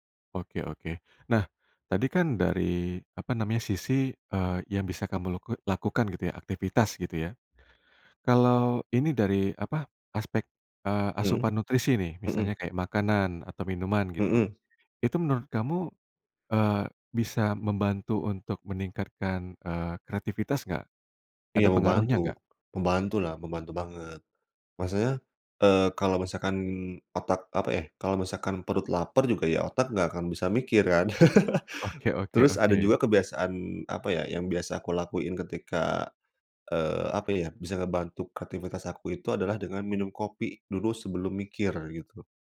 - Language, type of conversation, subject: Indonesian, podcast, Apa kebiasaan sehari-hari yang membantu kreativitas Anda?
- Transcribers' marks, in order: laugh